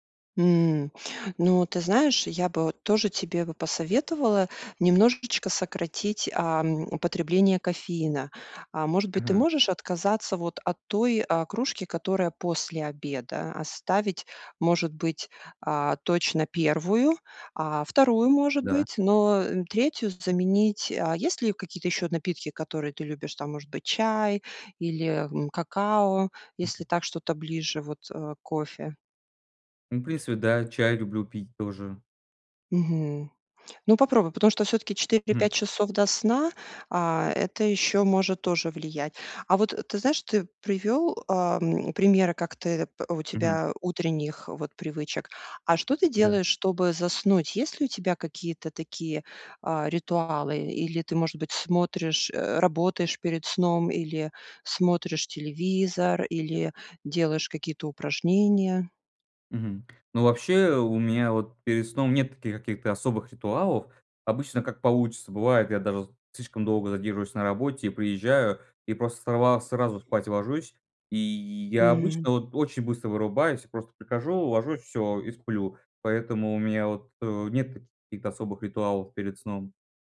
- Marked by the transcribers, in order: tapping; other background noise
- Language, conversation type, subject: Russian, advice, Почему я постоянно чувствую усталость по утрам, хотя высыпаюсь?